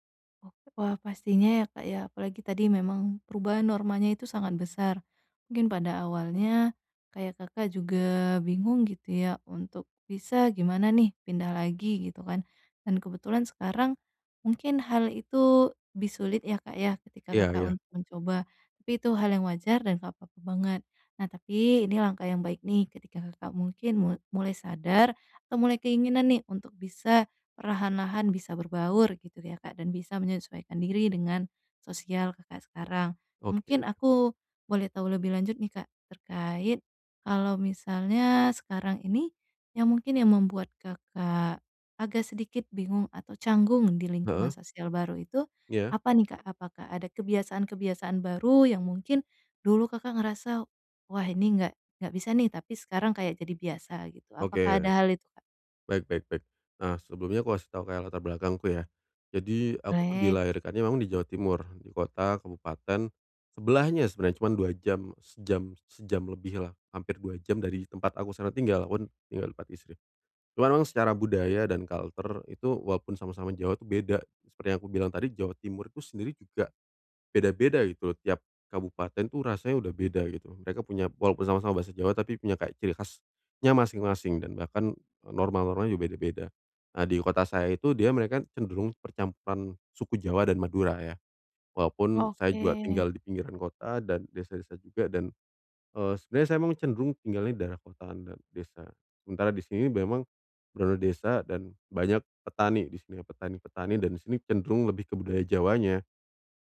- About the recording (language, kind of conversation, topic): Indonesian, advice, Bagaimana cara menyesuaikan diri dengan kebiasaan sosial baru setelah pindah ke daerah yang normanya berbeda?
- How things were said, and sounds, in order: none